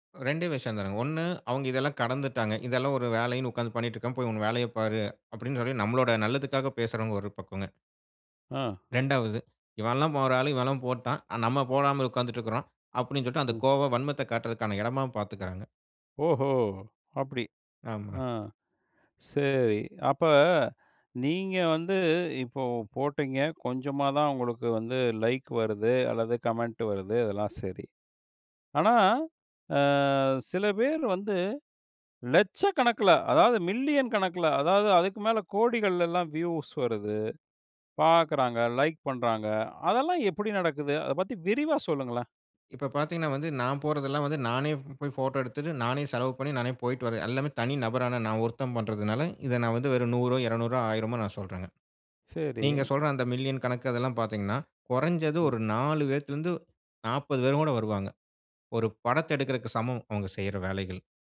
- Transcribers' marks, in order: in English: "லைக்"; in English: "கமெண்ட்"; in English: "மில்லியன்"
- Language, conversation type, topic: Tamil, podcast, பேஸ்புக்கில் கிடைக்கும் லைக் மற்றும் கருத்துகளின் அளவு உங்கள் மனநிலையை பாதிக்கிறதா?